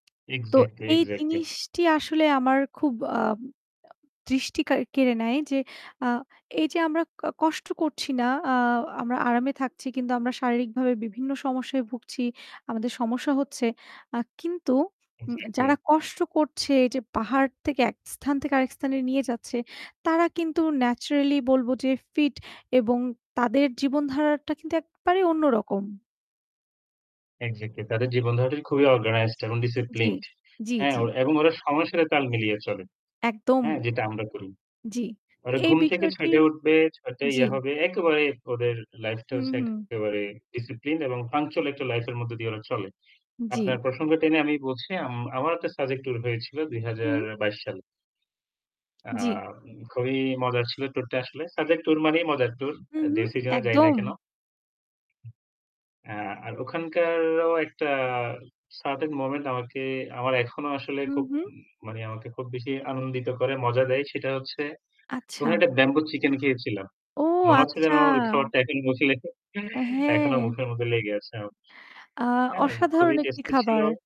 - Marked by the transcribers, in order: tapping; static; in English: "অর্গানাইজড"; in English: "ডিসিপ্লিনড"; other background noise; in English: "পাংচুয়াল"; other noise; drawn out: "ও আচ্ছা"; "মুখে" said as "মুচে"; chuckle
- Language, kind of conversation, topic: Bengali, unstructured, ভ্রমণের সময় কোন ছোট ঘটনাটি আপনাকে সবচেয়ে বেশি আনন্দ দিয়েছে?